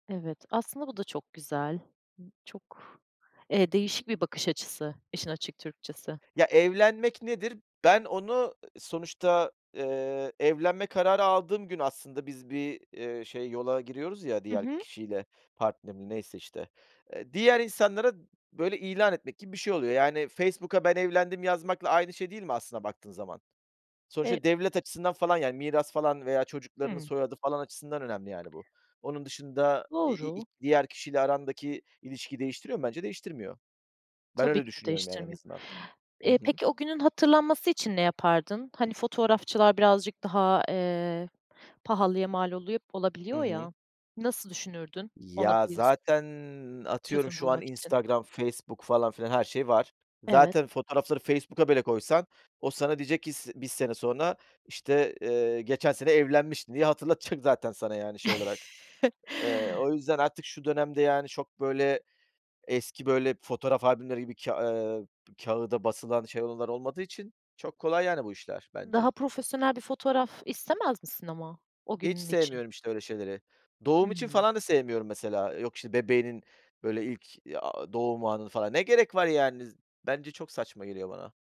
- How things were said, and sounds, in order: other background noise; tapping; laughing while speaking: "hatırlatacak"; chuckle
- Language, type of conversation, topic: Turkish, podcast, Bir topluluk etkinliği düzenleyecek olsan, nasıl bir etkinlik planlardın?